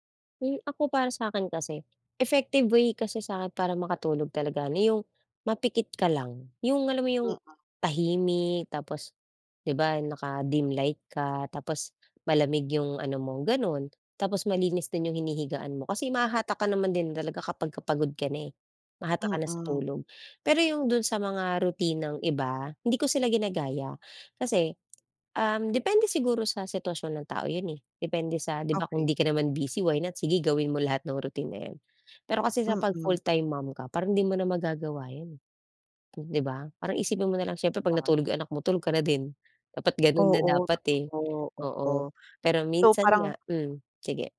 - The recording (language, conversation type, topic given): Filipino, podcast, Paano mo inihahanda ang kuwarto para mas mahimbing ang tulog?
- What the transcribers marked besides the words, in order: tapping; other background noise; unintelligible speech